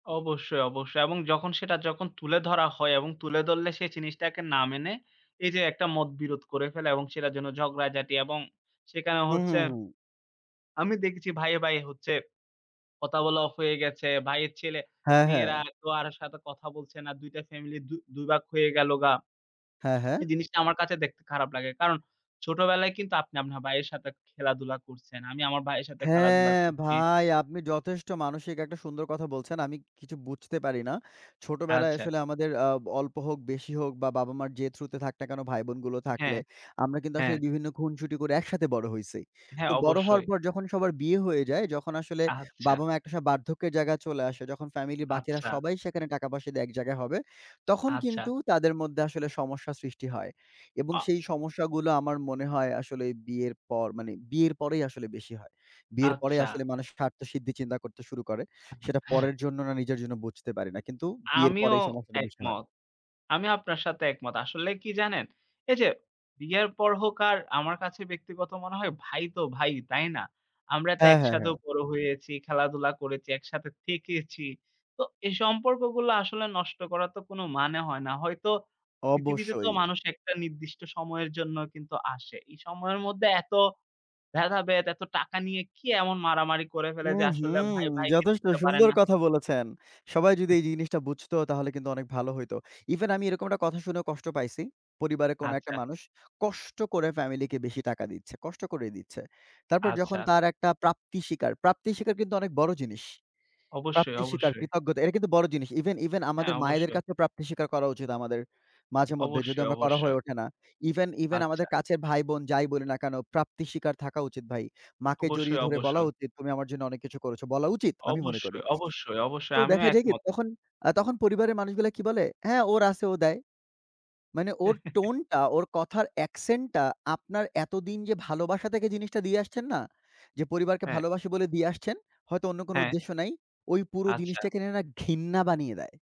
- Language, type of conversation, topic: Bengali, unstructured, পরিবারের মধ্যে টাকা নিয়ে মতভেদ কেন হয়?
- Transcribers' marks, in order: tapping; drawn out: "হ্যাঁ"; other background noise; chuckle; chuckle; stressed: "ঘৃণা"